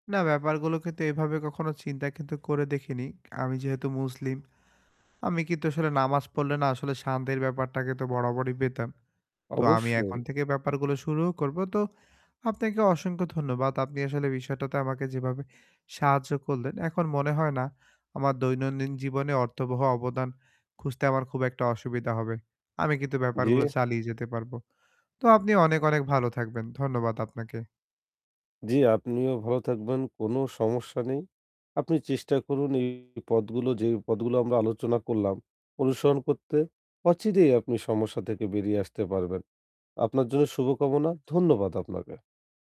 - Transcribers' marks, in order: other background noise; static; distorted speech
- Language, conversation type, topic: Bengali, advice, আমি কীভাবে প্রতিদিন আমার জীবনে অর্থবহ অবদান রাখতে পারি?